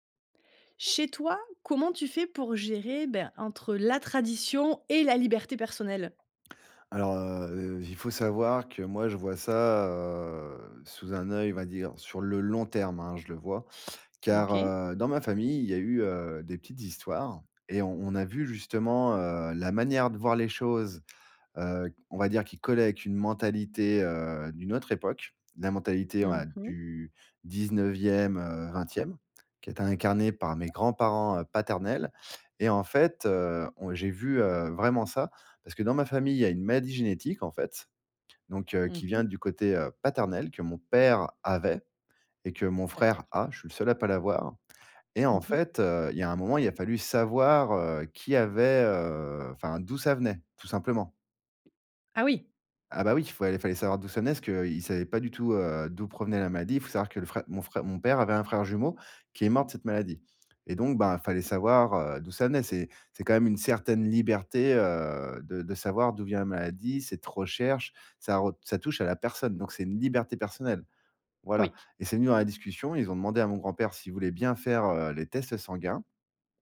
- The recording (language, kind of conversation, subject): French, podcast, Comment conciliez-vous les traditions et la liberté individuelle chez vous ?
- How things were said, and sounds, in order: drawn out: "heu"; stressed: "long"; other background noise; stressed: "paternel"